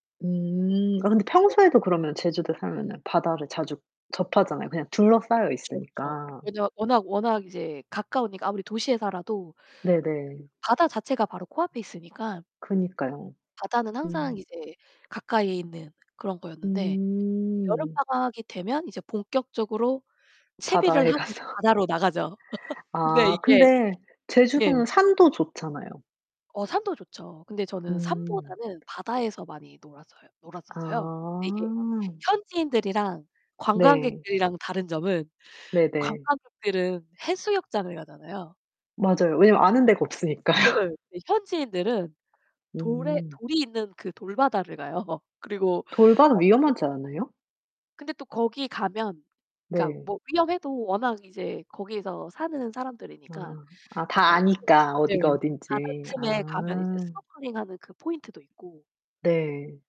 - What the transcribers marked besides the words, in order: unintelligible speech; laughing while speaking: "바다에 가서"; laugh; tapping; laughing while speaking: "없으니까요"; laugh; distorted speech; other background noise; unintelligible speech
- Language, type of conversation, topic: Korean, unstructured, 어린 시절 여름 방학 중 가장 기억에 남는 이야기는 무엇인가요?